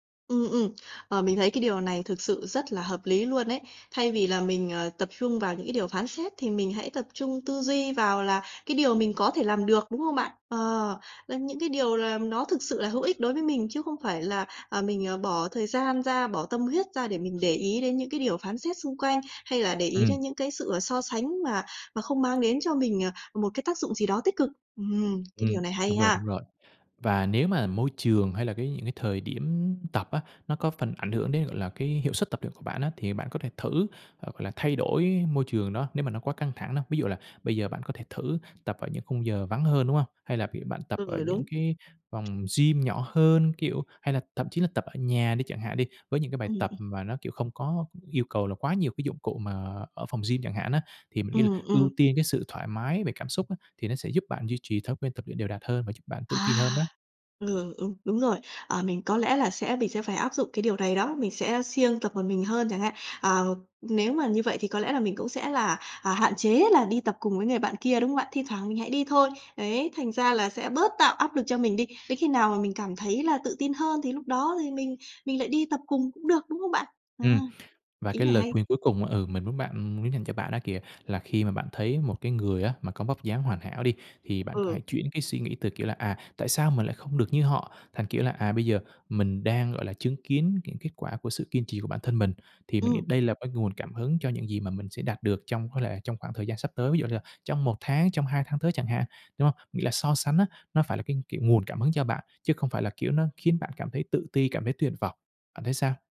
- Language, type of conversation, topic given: Vietnamese, advice, Làm thế nào để bớt tự ti về vóc dáng khi tập luyện cùng người khác?
- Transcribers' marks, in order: other background noise; tapping